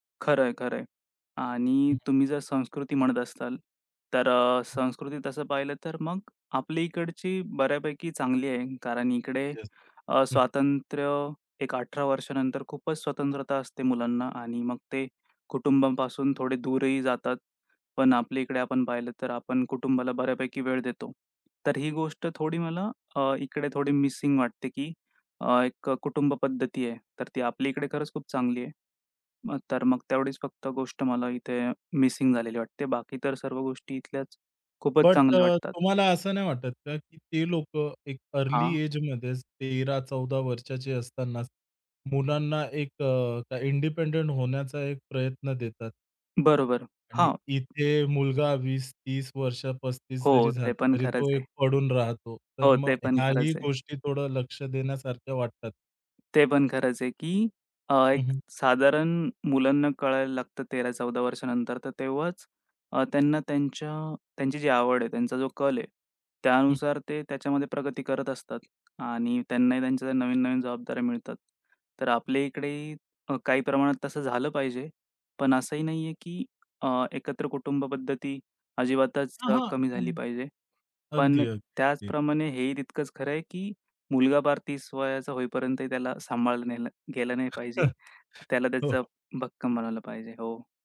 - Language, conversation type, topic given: Marathi, podcast, परदेशात लोकांकडून तुम्हाला काय शिकायला मिळालं?
- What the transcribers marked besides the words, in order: tapping; other background noise; in English: "अर्ली एजमध्येच"; in English: "इंडिपेंडंट"; chuckle